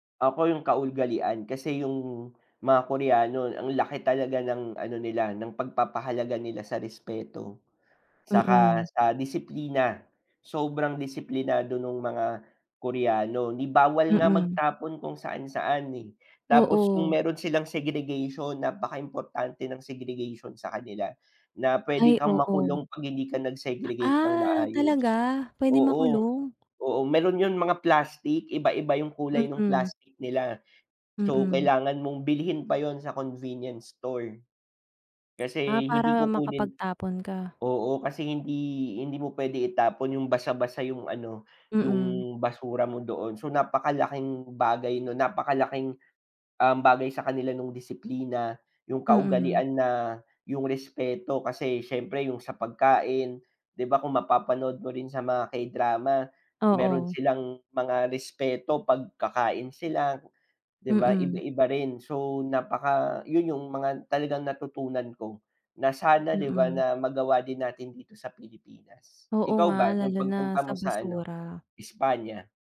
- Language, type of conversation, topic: Filipino, unstructured, Ano ang mga bagong kaalaman na natutuhan mo sa pagbisita mo sa [bansa]?
- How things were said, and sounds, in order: tapping; put-on voice: "Ah, talaga, puwedeng makulong"; other background noise; background speech